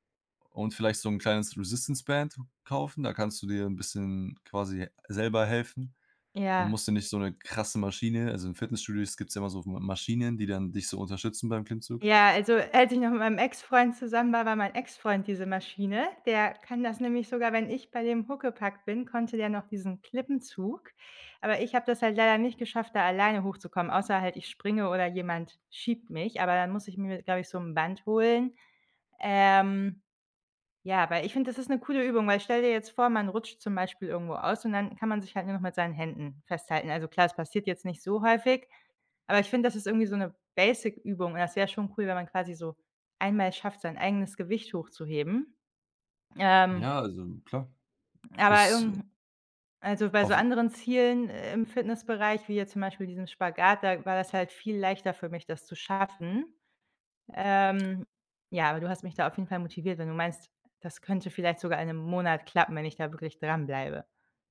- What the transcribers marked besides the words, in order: other background noise; in English: "Resistance Band"
- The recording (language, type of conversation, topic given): German, advice, Wie kann ich passende Trainingsziele und einen Trainingsplan auswählen, wenn ich unsicher bin?